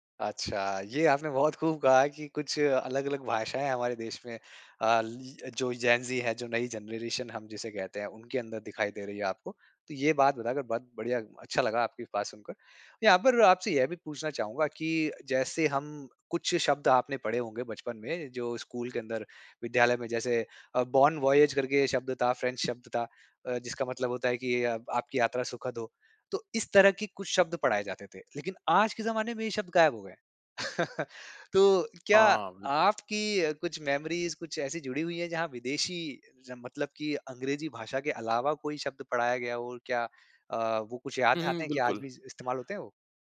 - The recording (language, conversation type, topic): Hindi, podcast, सोशल मीडिया ने आपकी भाषा को कैसे बदला है?
- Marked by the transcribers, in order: in English: "जनरेशन"; in French: "बॉन वॉयेज"; in English: "फ्रेंच"; chuckle; laughing while speaking: "तो क्या आपकी"; in English: "मेमोरीज़"